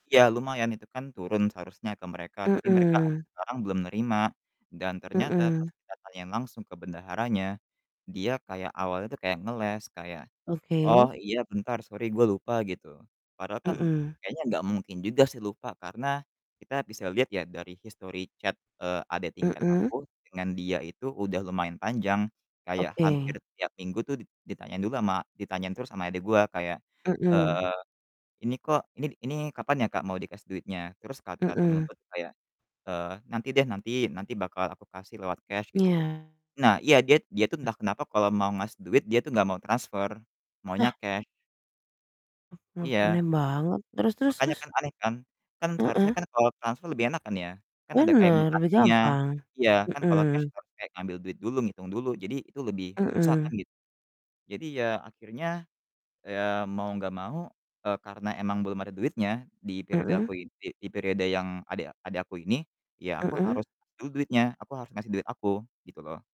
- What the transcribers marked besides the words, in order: distorted speech; in English: "chat"; unintelligible speech
- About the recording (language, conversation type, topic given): Indonesian, unstructured, Apa pendapatmu tentang pasangan yang sering berbohong?